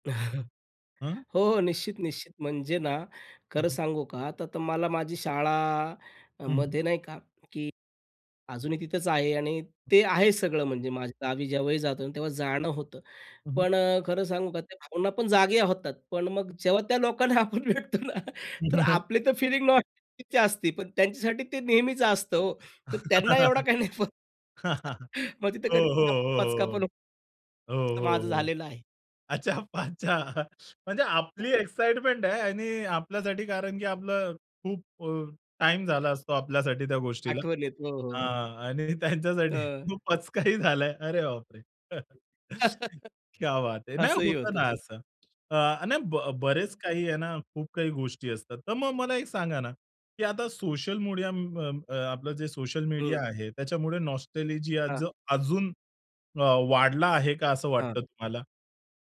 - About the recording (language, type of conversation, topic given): Marathi, podcast, जुन्या आठवणींवर आधारित मजकूर लोकांना इतका आकर्षित का करतो, असे तुम्हाला का वाटते?
- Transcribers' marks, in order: chuckle; other background noise; laughing while speaking: "लोकांना आपण भेटतो ना, तर … काही नाही फ"; laughing while speaking: "हं, हं"; laugh; laughing while speaking: "अच्छा पाच्छा"; unintelligible speech; chuckle; in English: "एक्साइटमेंट"; other noise; laughing while speaking: "त्यांच्यासाठी खू पचकाही झालाय. अरे बापरे!"; tapping; chuckle; in Hindi: "क्या बात है"; chuckle; "मीडिया" said as "मूडिया"; in English: "नॉस्टॅल्जिया"